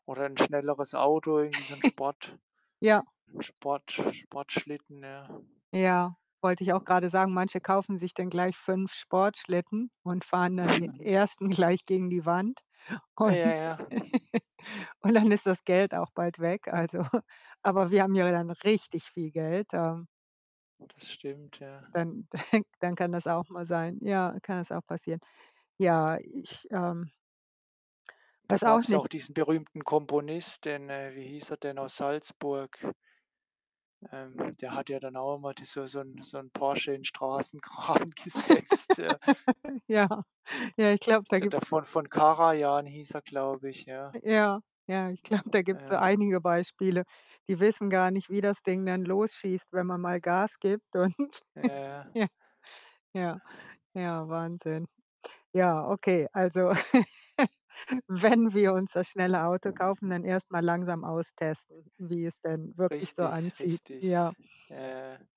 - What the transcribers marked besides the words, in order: chuckle; other background noise; chuckle; laughing while speaking: "gleich"; laughing while speaking: "Und und dann"; chuckle; laughing while speaking: "also"; stressed: "richtig"; laughing while speaking: "dann"; laughing while speaking: "Straßengraben gesetzt"; laugh; laughing while speaking: "ich glaube"; tapping; laughing while speaking: "und"; chuckle; chuckle; laughing while speaking: "wenn"
- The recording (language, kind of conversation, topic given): German, unstructured, Was würdest du tun, wenn du plötzlich viel Geld hättest?